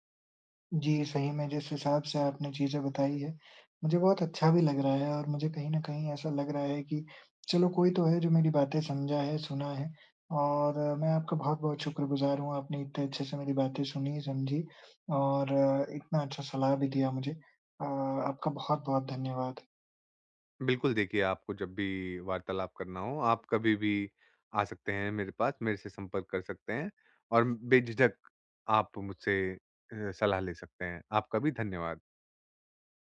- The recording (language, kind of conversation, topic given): Hindi, advice, नए रिश्ते में बिना दूरी बनाए मैं अपनी सीमाएँ कैसे स्पष्ट करूँ?
- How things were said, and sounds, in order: none